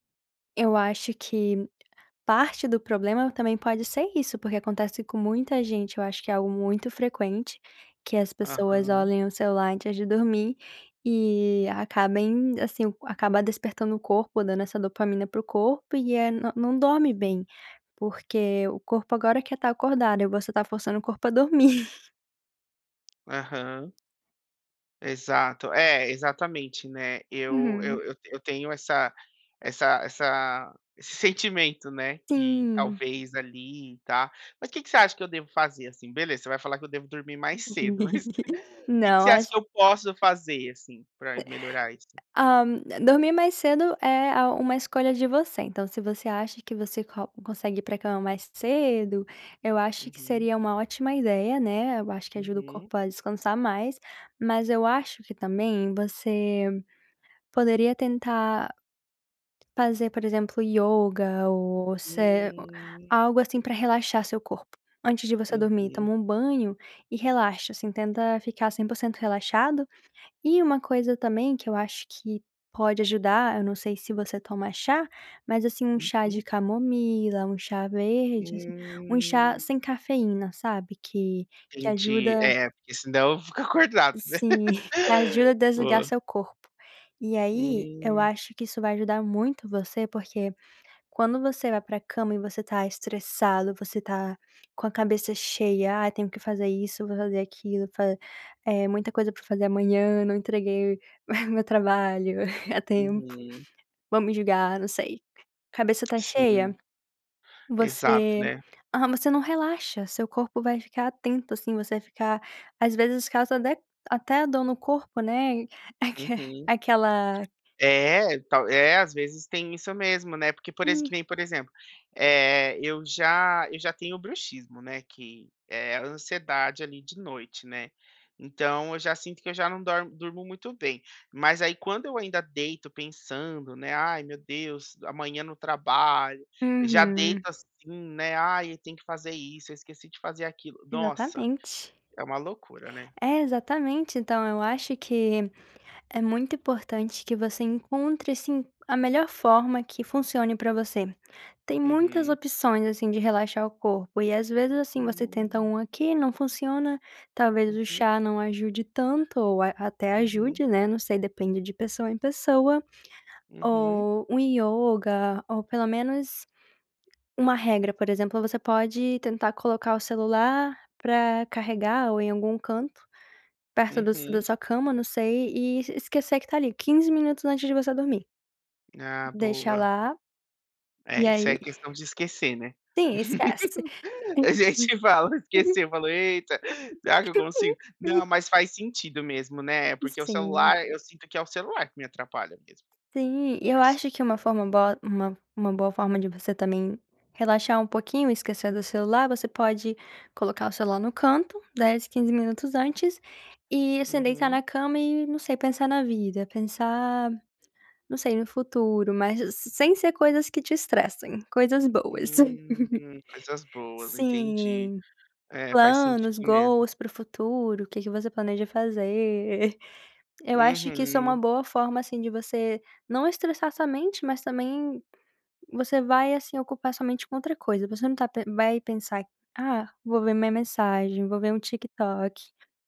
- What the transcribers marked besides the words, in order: tapping; laughing while speaking: "dormir"; laugh; chuckle; unintelligible speech; laugh; chuckle; other background noise; laugh; laugh; other noise; chuckle; in English: "goals"
- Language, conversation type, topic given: Portuguese, advice, Como posso criar uma rotina matinal revigorante para acordar com mais energia?